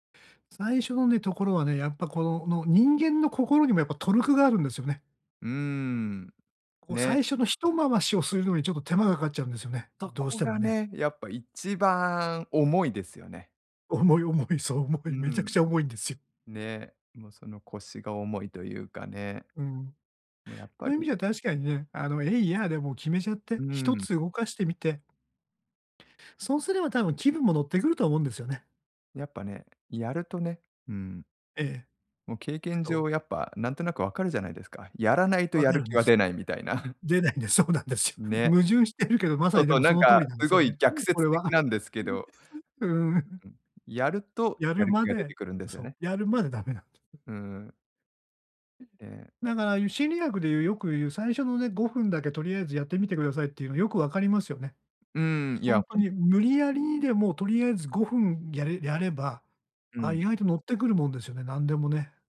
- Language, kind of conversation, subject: Japanese, advice, 起業家として、時間をうまく管理しながら燃え尽きを防ぐにはどうすればよいですか？
- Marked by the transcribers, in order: in English: "トルク"; other background noise; chuckle; laugh; other noise